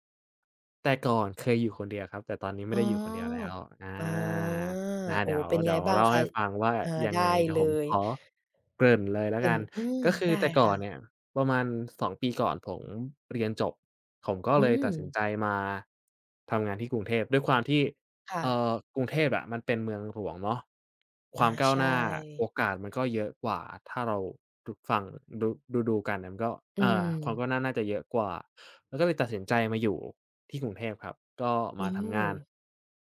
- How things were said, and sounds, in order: tapping; other background noise
- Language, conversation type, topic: Thai, podcast, มีวิธีลดความเหงาในเมืองใหญ่ไหม?